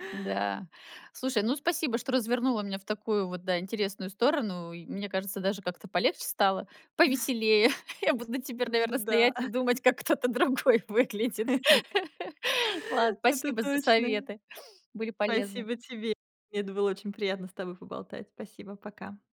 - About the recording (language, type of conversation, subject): Russian, advice, Как вы справляетесь с беспокойством перед важной встречей или презентацией?
- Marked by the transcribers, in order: chuckle; tapping; laugh; laughing while speaking: "кто-то другой выглядит"; chuckle